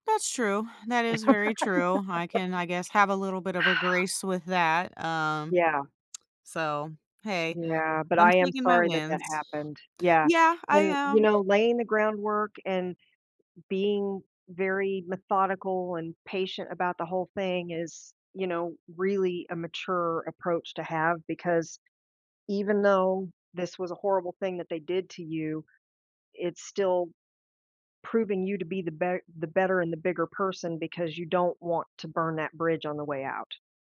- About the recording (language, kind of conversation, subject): English, advice, How can I prepare for my new job?
- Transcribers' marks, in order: laugh; other background noise; sigh; lip smack